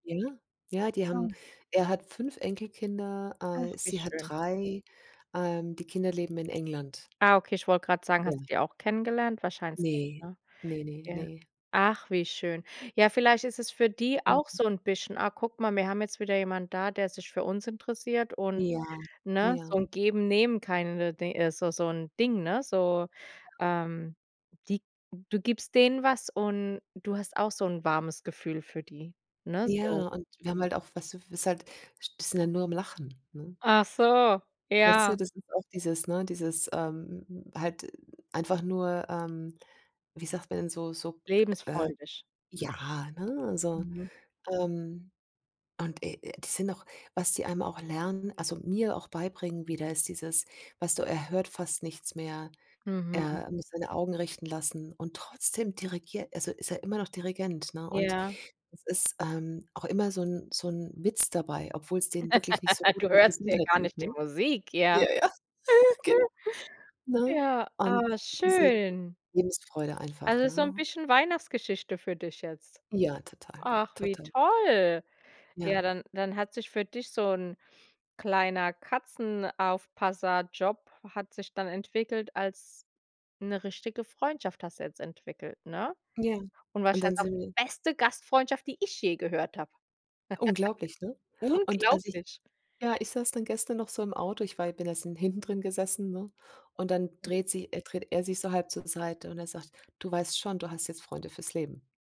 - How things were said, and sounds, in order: other background noise; in English: "kinda"; laugh; laugh; chuckle; stressed: "ich"; giggle; tapping
- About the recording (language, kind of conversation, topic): German, podcast, Wer hat dir auf Reisen die größte Gastfreundschaft gezeigt?